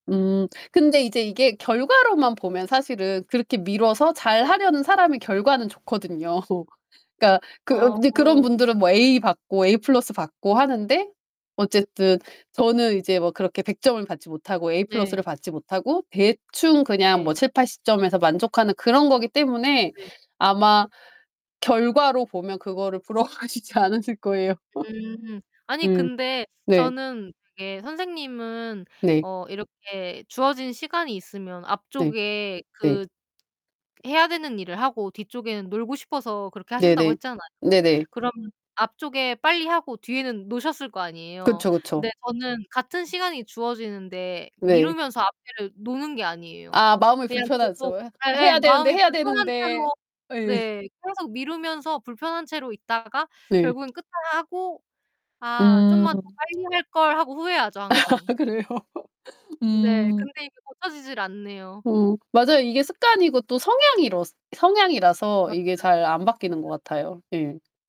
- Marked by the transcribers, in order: laugh; distorted speech; in English: "에이"; in English: "에이 플러스"; in English: "에이 플러스"; laughing while speaking: "부러워하시지 않으실 거에요"; laugh; tapping; laugh; laughing while speaking: "그래요?"
- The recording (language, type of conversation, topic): Korean, unstructured, 오늘 아침에 일어난 뒤 가장 먼저 하는 일은 무엇인가요?